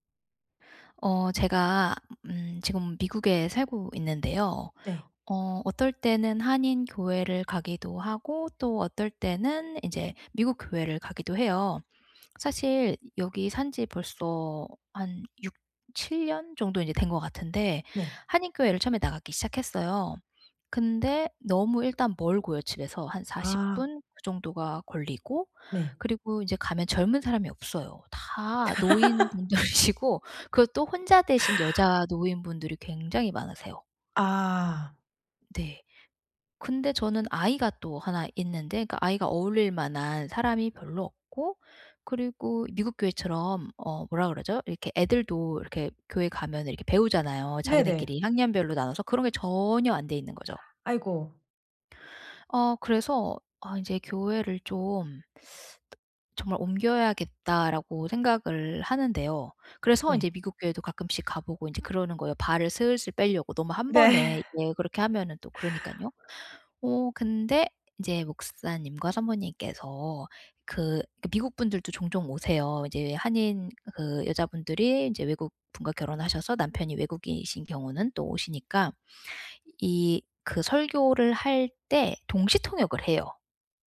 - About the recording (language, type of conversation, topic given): Korean, advice, 과도한 요청을 정중히 거절하려면 어떻게 말하고 어떤 태도를 취하는 것이 좋을까요?
- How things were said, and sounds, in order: laughing while speaking: "노인분들이시고"; laugh; teeth sucking; other background noise; laughing while speaking: "네"